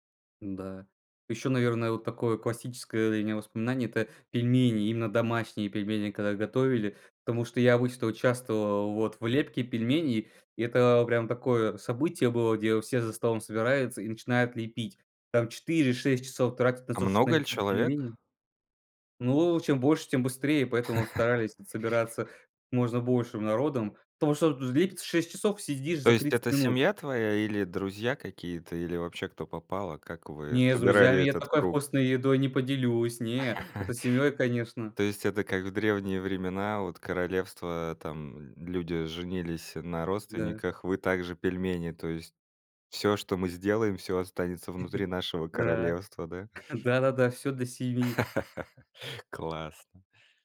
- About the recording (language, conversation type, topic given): Russian, podcast, Какое блюдо из детства было для тебя самым любимым?
- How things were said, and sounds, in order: chuckle; other background noise; chuckle; chuckle; laugh